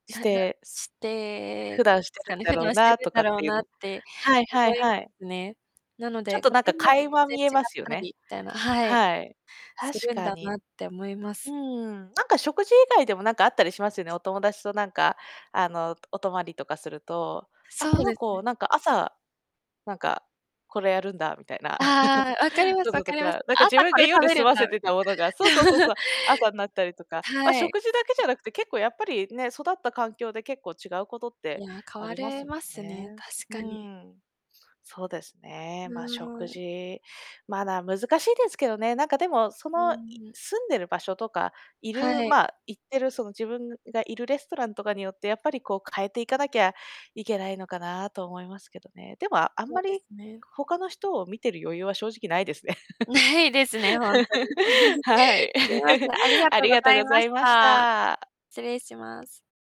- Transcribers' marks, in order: distorted speech; other background noise; giggle; tapping; giggle; giggle
- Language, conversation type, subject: Japanese, unstructured, 食事のマナーが原因で腹が立った経験はありますか？